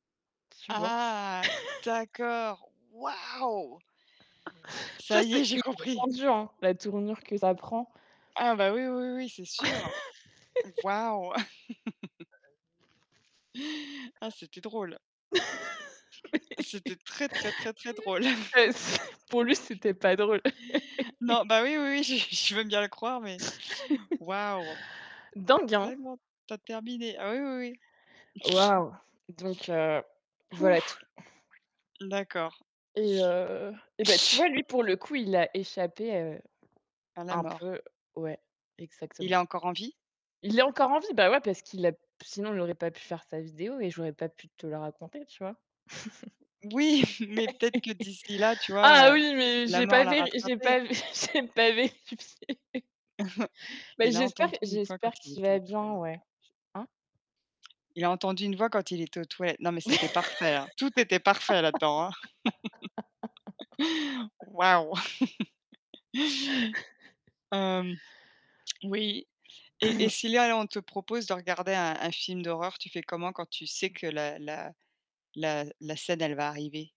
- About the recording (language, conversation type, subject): French, unstructured, Comment réagis-tu à la peur dans les films d’horreur ?
- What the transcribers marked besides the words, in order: chuckle; static; other background noise; laugh; distorted speech; tapping; laugh; laugh; background speech; chuckle; laughing while speaking: "Mais bah, c"; laugh; chuckle; laugh; laughing while speaking: "j"; sniff; laugh; chuckle; chuckle; chuckle; laugh; laughing while speaking: "vé j'ai pas vérifié"; chuckle; laugh; chuckle; laugh; throat clearing